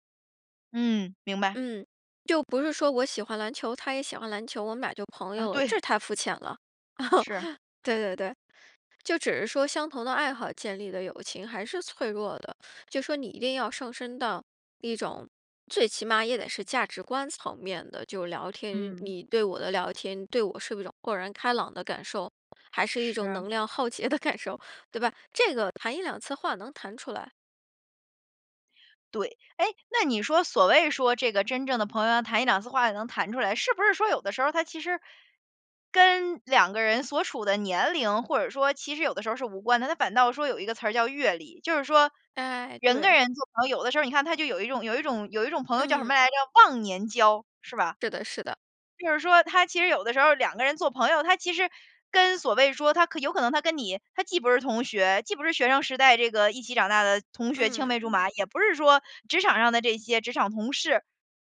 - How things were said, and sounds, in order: other background noise; laugh; laughing while speaking: "耗竭的感受"
- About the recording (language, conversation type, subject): Chinese, podcast, 你觉得什么样的人才算是真正的朋友？